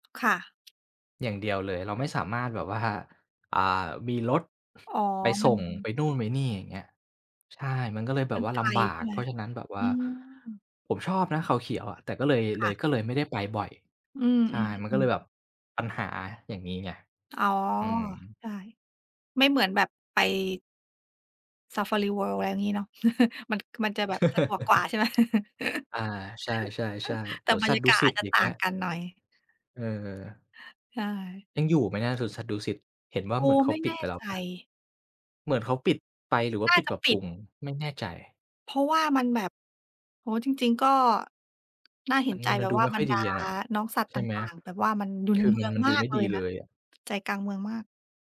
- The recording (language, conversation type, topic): Thai, unstructured, คุณคิดว่าการเที่ยวเมืองใหญ่กับการเที่ยวธรรมชาติต่างกันอย่างไร?
- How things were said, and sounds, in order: tapping; chuckle; laughing while speaking: "ใช่ไหม ?"; chuckle